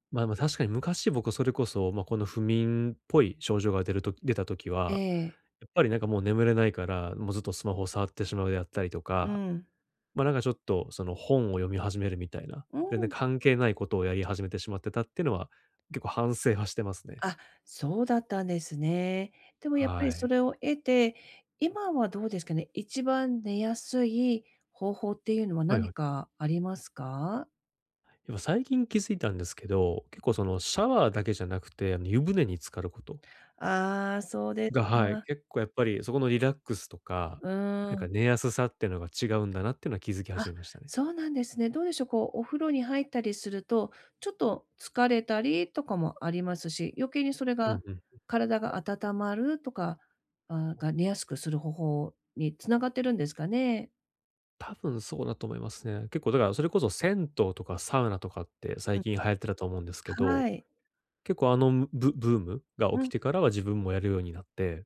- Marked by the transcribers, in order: other background noise
- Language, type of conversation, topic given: Japanese, advice, 寝つきが悪いとき、効果的な就寝前のルーティンを作るにはどうすればよいですか？